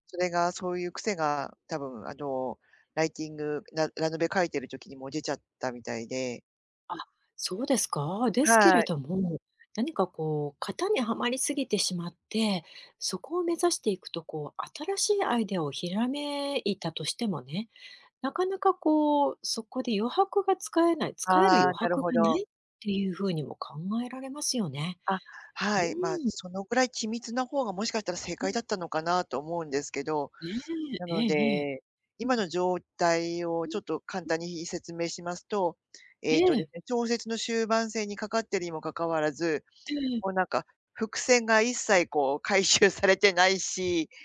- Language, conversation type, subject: Japanese, advice, アイデアがまったく浮かばず手が止まっている
- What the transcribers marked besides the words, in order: tapping